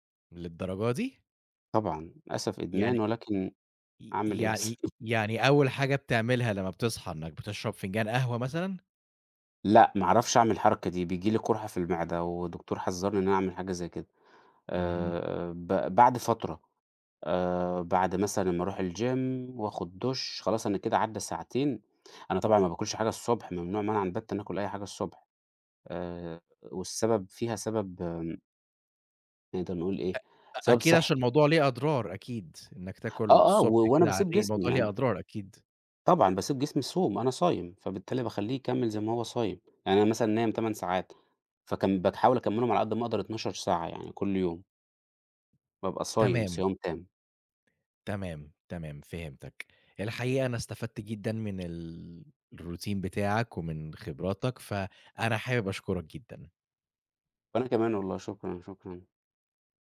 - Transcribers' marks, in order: chuckle; in English: "الgym"; tapping; in English: "الroutine"
- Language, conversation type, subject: Arabic, podcast, إيه روتينك الصبح عشان تعتني بنفسك؟